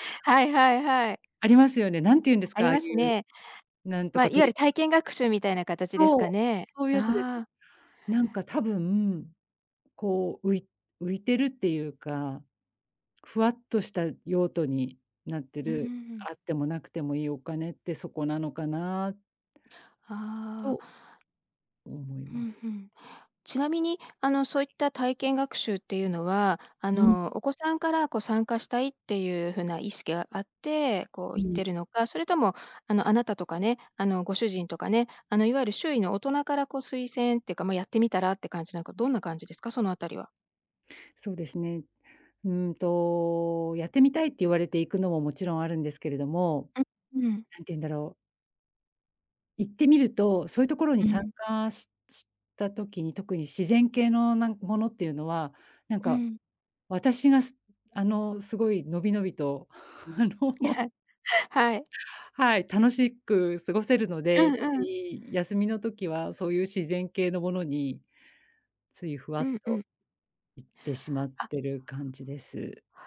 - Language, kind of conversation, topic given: Japanese, advice, 毎月決まった額を貯金する習慣を作れないのですが、どうすれば続けられますか？
- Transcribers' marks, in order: unintelligible speech; laughing while speaking: "あの"; chuckle; laughing while speaking: "はい"